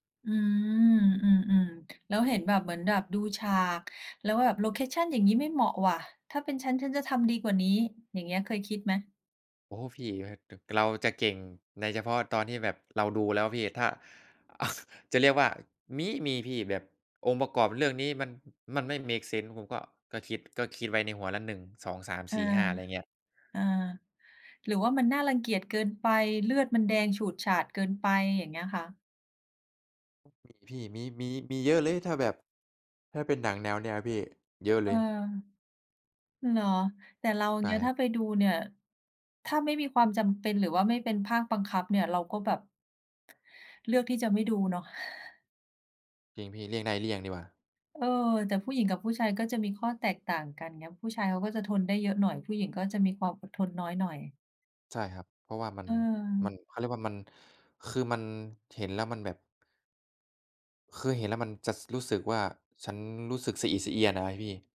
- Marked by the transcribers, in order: chuckle; stressed: "มี"; exhale
- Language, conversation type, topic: Thai, unstructured, อะไรทำให้ภาพยนตร์บางเรื่องชวนให้รู้สึกน่ารังเกียจ?